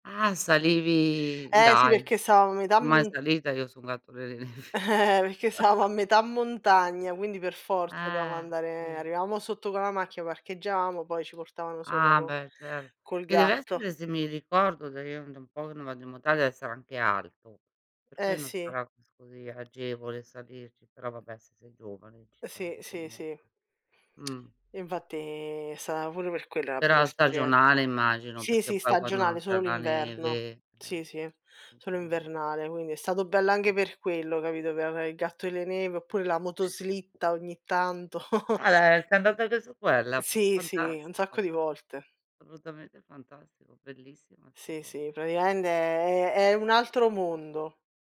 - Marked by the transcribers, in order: drawn out: "salivi"; "stava" said as "sava"; laughing while speaking: "Eh"; laughing while speaking: "nevi"; laughing while speaking: "savamo"; "stavamo" said as "savamo"; chuckle; drawn out: "Eh"; "dovevamo" said as "doveamo"; "arrivavamo" said as "arivamo"; "parcheggiavamo" said as "parcheaggiamo"; drawn out: "Infatti"; unintelligible speech; other background noise; stressed: "motoslitta"; chuckle; tapping; "Assolutamente" said as "solutamente"; drawn out: "pratiamente"; "praticamente" said as "pratiamente"
- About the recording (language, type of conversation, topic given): Italian, unstructured, Qual è stata la tua prima esperienza lavorativa?